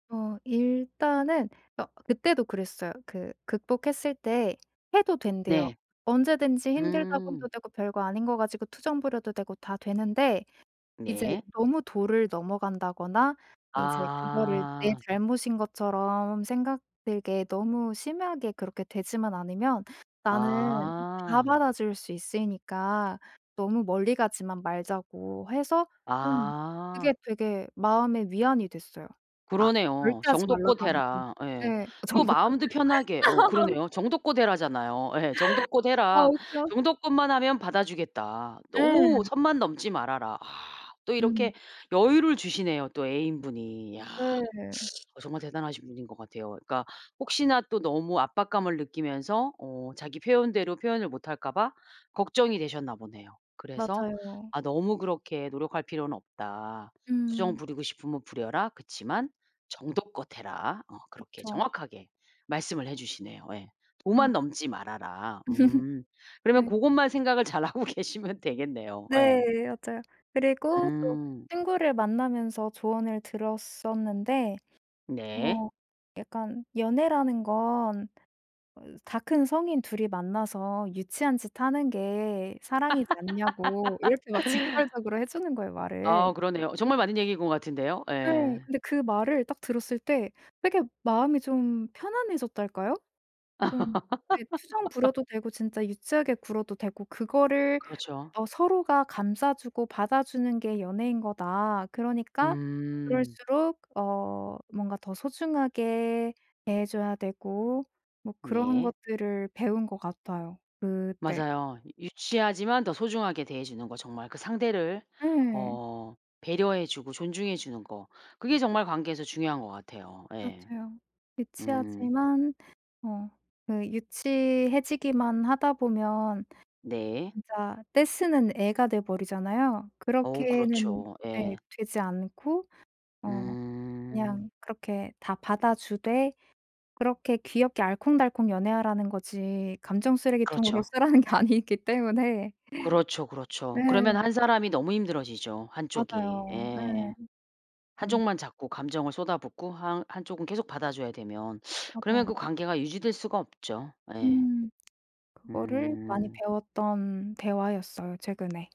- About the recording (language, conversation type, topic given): Korean, podcast, 사랑이나 관계에서 배운 가장 중요한 교훈은 무엇인가요?
- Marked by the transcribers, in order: tapping; other background noise; laughing while speaking: "정도껏 해라"; laugh; laugh; laughing while speaking: "잘하고 계시면"; laugh; laugh; laughing while speaking: "쓰레기통으로 쓰라는 게 아니기 때문에"